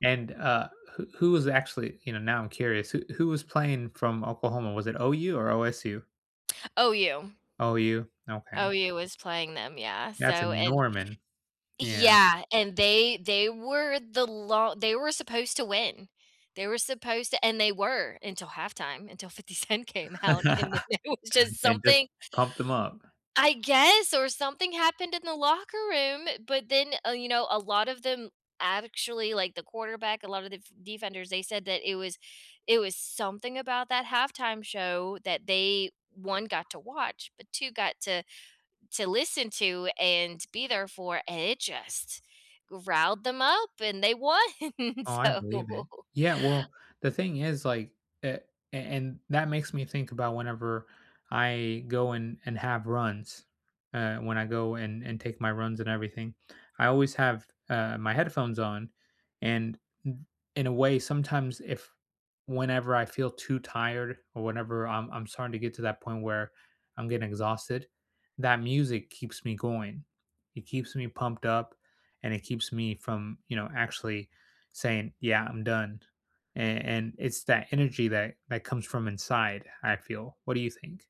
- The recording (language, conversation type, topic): English, unstructured, What is a song that instantly changes your mood?
- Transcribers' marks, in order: laughing while speaking: "Cent came"; laughing while speaking: "and then, it was"; laugh; "actually" said as "aductually"; laughing while speaking: "won. So"